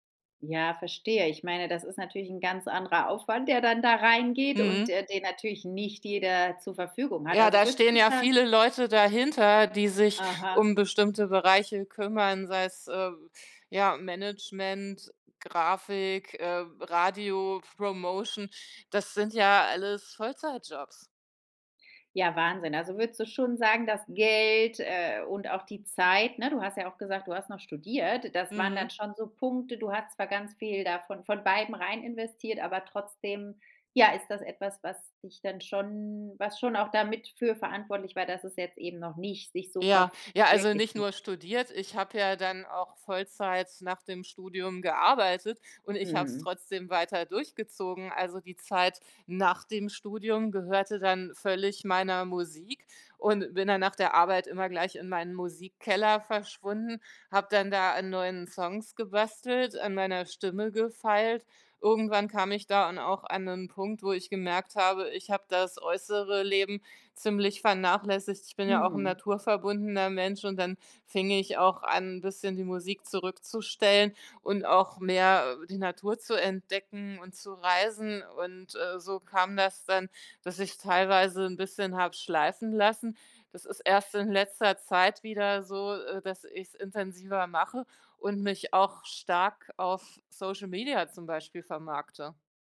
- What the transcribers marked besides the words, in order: none
- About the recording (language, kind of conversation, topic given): German, podcast, Hast du einen beruflichen Traum, den du noch verfolgst?